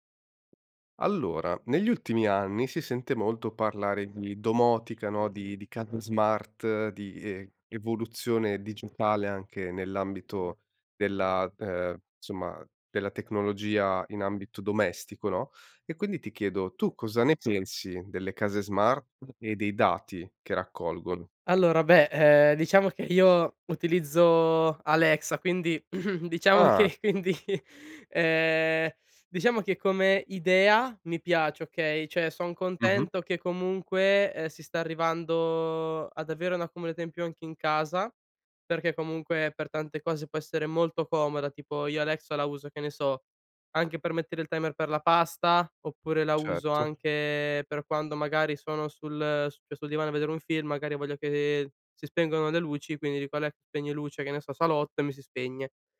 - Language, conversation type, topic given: Italian, podcast, Cosa pensi delle case intelligenti e dei dati che raccolgono?
- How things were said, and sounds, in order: other background noise; throat clearing; laughing while speaking: "che quindi"